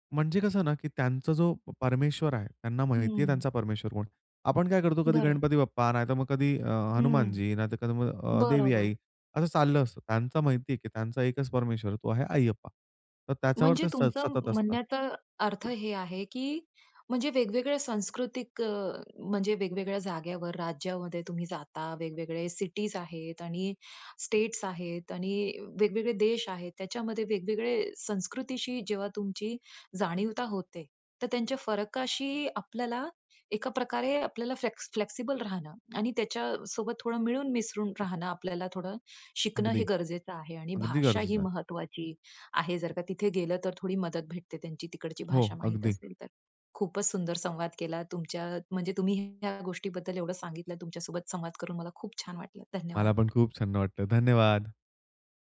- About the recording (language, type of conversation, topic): Marathi, podcast, सांस्कृतिक फरकांशी जुळवून घेणे
- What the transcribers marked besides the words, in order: other background noise; tapping; in English: "फ्लॅक्स फ्लेक्सिबल"; "छान" said as "छान्य"